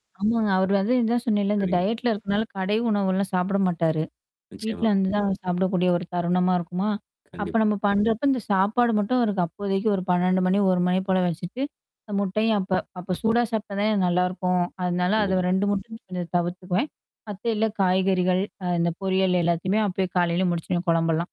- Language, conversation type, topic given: Tamil, podcast, காலை உணவை எளிதாகவும் விரைவாகவும் தயாரிக்கும் முறைகள் என்னென்ன?
- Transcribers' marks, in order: mechanical hum; tapping; static